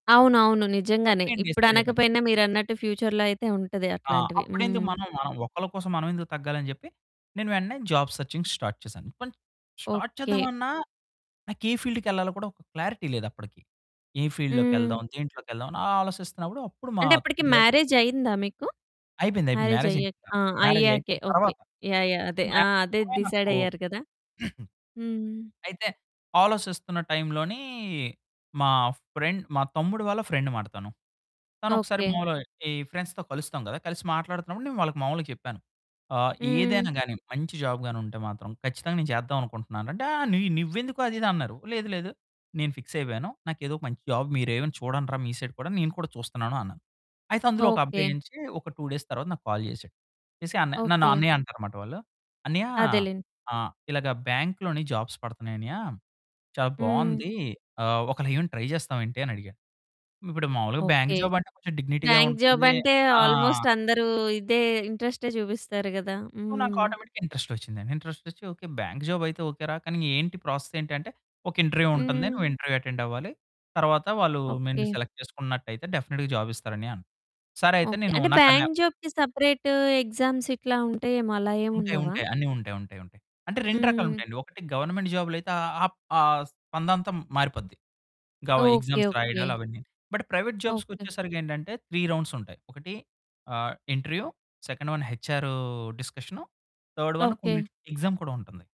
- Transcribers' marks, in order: in English: "సో"; in English: "డిసైడ్"; in English: "ఫ్యూచర్‌లో"; in English: "జాబ్ సెర్చింగ్ స్టార్ట్"; in English: "స్టార్ట్"; in English: "ఫీల్డ్‌కెళ్ళాలో"; in English: "క్లారిటీ"; in English: "ఫీల్డ్"; in English: "మ్యారేజ్"; in English: "మ్యారేజ్"; in English: "మ్యారేజ్"; in English: "మ్యారేజ్"; distorted speech; in English: "మ్యారేజ్"; in English: "డిసైడ్"; other background noise; in English: "ఫ్రెండ్"; in English: "ఫ్రెండ్"; in English: "ఫ్రెండ్స్‌తో"; in English: "జాబ్"; in English: "ఫిక్స్"; in English: "జాబ్"; in English: "సైడ్"; in English: "టూ డేస్"; in English: "కాల్"; in English: "బ్యాంక్‌లోని జాబ్స్"; in English: "ట్రై"; in English: "బ్యాంక్ జాబ్"; in English: "బ్యాంక్"; in English: "డిగ్నిటీ‌గా"; in English: "ఆల్మోస్ట్"; in English: "సో"; in English: "ఆటోమేటిక్‌గా ఇంట్రెస్ట్"; in English: "ఇంట్రెస్ట్"; in English: "బ్యాంక్ జాబ్"; in English: "ప్రాసెస్"; in English: "ఇంటర్వ్యూ"; in English: "ఇంటర్వ్యూ అటెండ్"; in English: "సెలెక్ట్"; in English: "డెఫినిట్‌గా జాబ్"; in English: "బ్యాంక్ జాబ్‌కి"; in English: "ఎగ్జామ్స్"; in English: "గవర్నమెంట్ జాబ్‌లో"; in English: "ఎగ్జామ్స్"; in English: "బట్ ప్రైవేట్ జాబ్స్‌కి"; in English: "త్రీ రౌండ్స్"; in English: "ఇంటర్వ్యూ సెకండ్ వన్ హెచ్"; in English: "డిస్కషన్, థర్డ్ వన్"; in English: "ఎగ్జామ్"
- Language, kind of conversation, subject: Telugu, podcast, బర్న్‌ఔట్ వస్తే దాన్ని ఎదుర్కోవడానికి ఏమేం చేయాలని మీరు సూచిస్తారు?